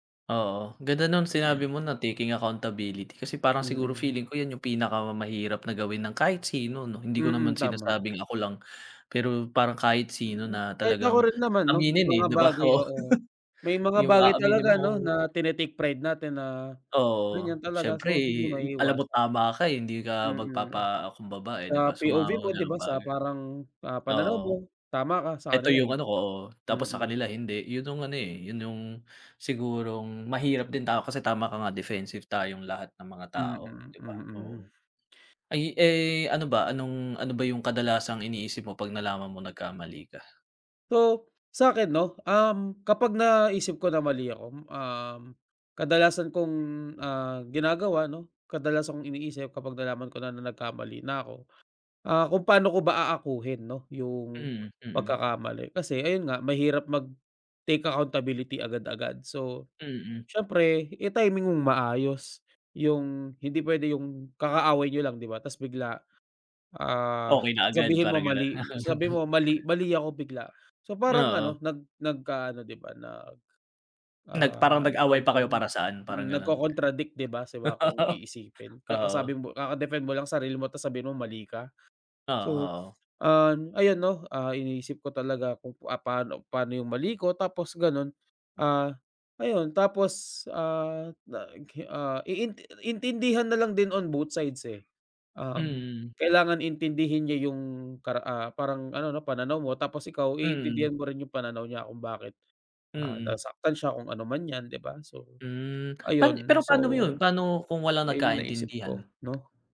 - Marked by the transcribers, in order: other background noise; laugh; laugh; laugh
- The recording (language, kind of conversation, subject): Filipino, unstructured, Paano mo hinaharap ang mga pagkakamali mo?